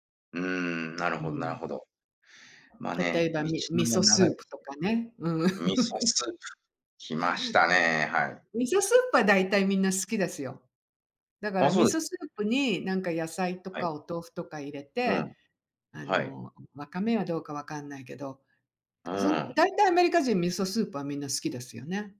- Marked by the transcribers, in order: other background noise
- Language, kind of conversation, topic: Japanese, unstructured, 最近のニュースで希望を感じたのはどんなことですか？
- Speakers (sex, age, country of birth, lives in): female, 60-64, Japan, United States; male, 45-49, Japan, United States